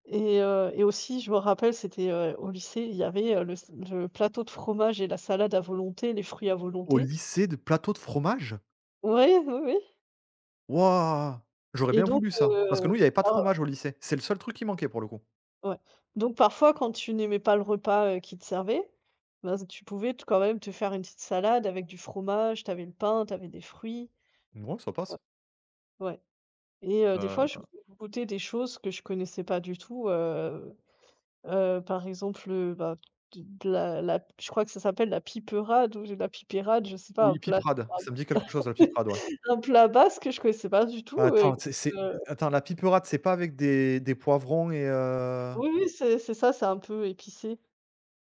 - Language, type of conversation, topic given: French, unstructured, Comment as-tu appris à cuisiner, et qui t’a le plus influencé ?
- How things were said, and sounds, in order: unintelligible speech; laugh